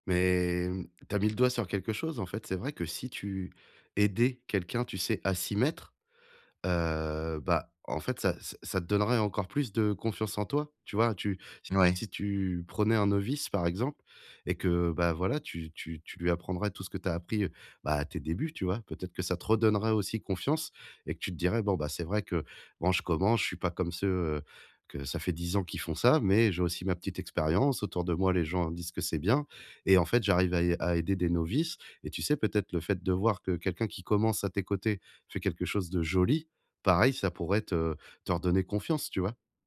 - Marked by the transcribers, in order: none
- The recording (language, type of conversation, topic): French, advice, Comment apprendre de mes erreurs sans me décourager quand j’ai peur d’échouer ?